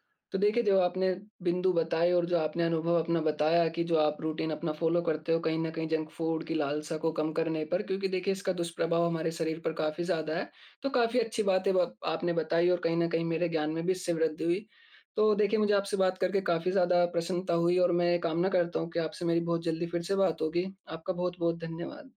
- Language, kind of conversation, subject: Hindi, podcast, जंक फूड की लालसा आने पर आप क्या करते हैं?
- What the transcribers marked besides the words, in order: in English: "रूटीन"; in English: "फ़ॉलो"; in English: "जंक फूड"